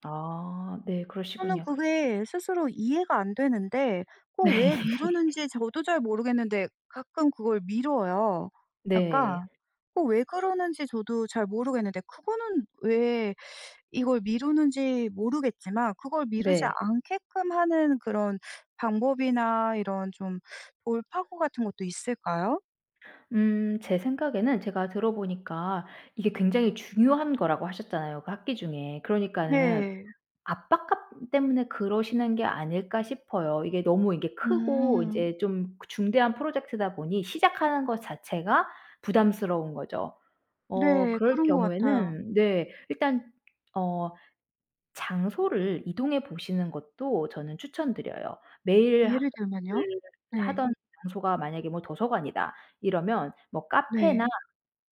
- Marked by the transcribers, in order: laughing while speaking: "네"; laugh; teeth sucking; unintelligible speech
- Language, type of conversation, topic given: Korean, advice, 중요한 프로젝트를 미루다 보니 마감이 코앞인데, 지금 어떻게 진행하면 좋을까요?